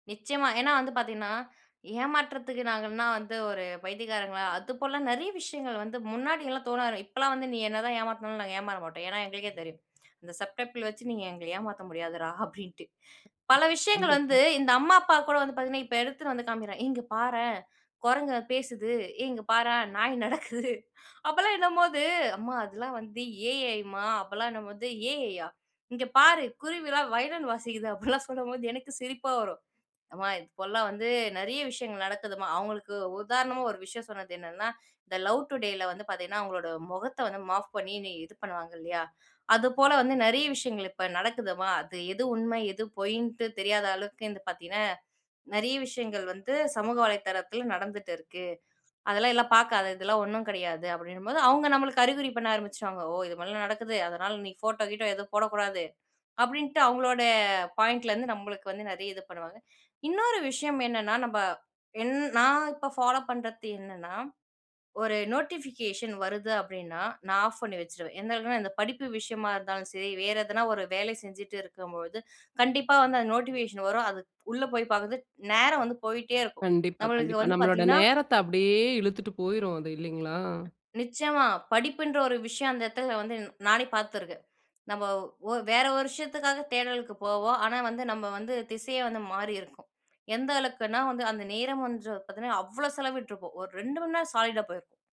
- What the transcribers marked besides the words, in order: other noise; unintelligible speech; chuckle; other background noise
- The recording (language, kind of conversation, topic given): Tamil, podcast, தகவல் மிகை ஏற்படும் போது அதை நீங்கள் எப்படிச் சமாளிக்கிறீர்கள்?